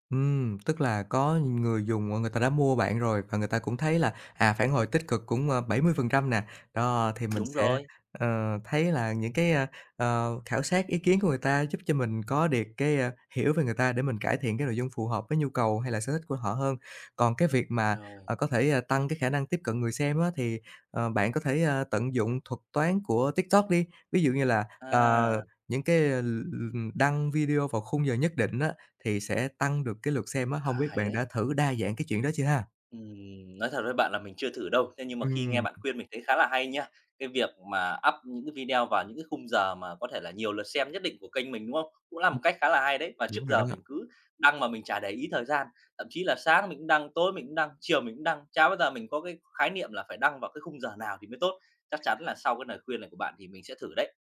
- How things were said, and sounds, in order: other background noise; tapping; in English: "up"; "lời" said as "nời"
- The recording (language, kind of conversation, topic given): Vietnamese, advice, Làm thế nào để ngừng so sánh bản thân với người khác để không mất tự tin khi sáng tạo?